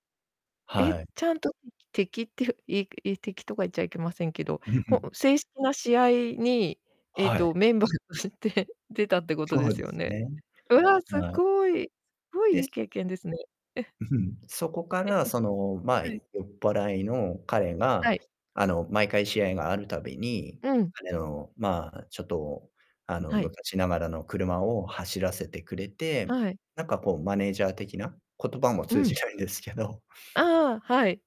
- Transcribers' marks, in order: distorted speech; laughing while speaking: "して"; chuckle; tapping
- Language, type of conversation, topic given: Japanese, podcast, 旅先で現地の人と仲良くなった経験はありますか？